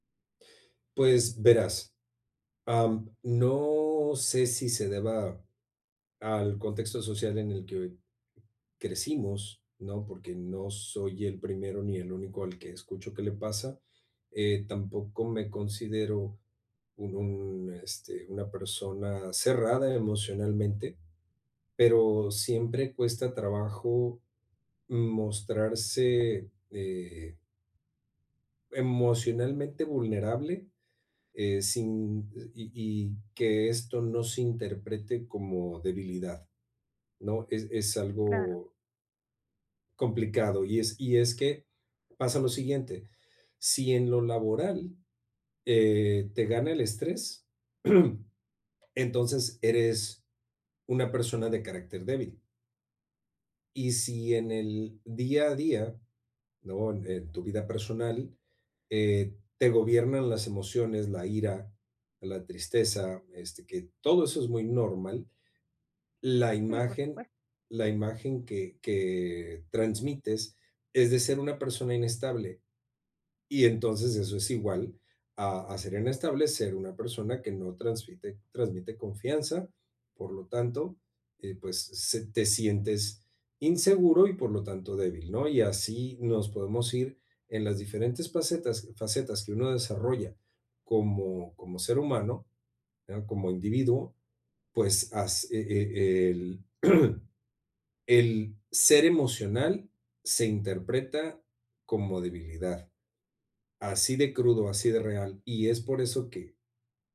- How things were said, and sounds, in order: throat clearing; throat clearing
- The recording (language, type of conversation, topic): Spanish, advice, ¿Cómo puedo pedir apoyo emocional sin sentirme débil?